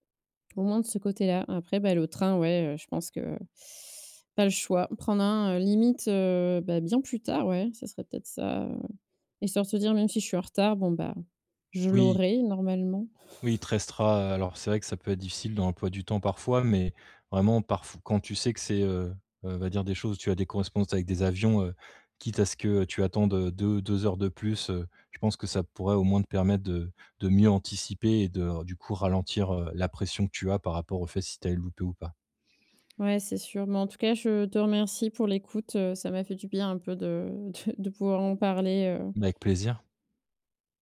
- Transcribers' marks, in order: other background noise; teeth sucking; laughing while speaking: "de"
- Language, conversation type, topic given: French, advice, Comment réduire mon anxiété lorsque je me déplace pour des vacances ou des sorties ?